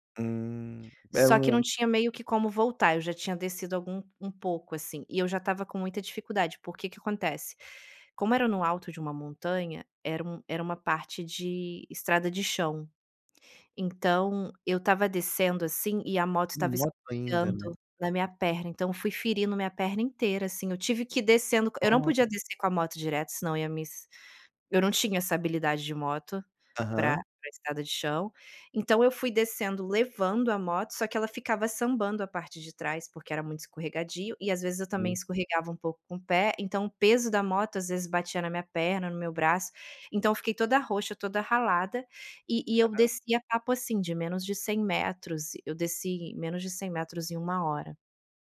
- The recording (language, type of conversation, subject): Portuguese, podcast, Quais dicas você daria para viajar sozinho com segurança?
- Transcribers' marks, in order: tapping